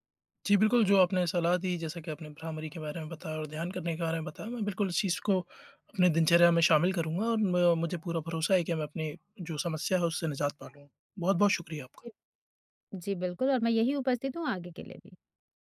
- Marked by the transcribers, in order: none
- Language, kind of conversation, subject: Hindi, advice, लंबे समय तक ध्यान कैसे केंद्रित रखूँ?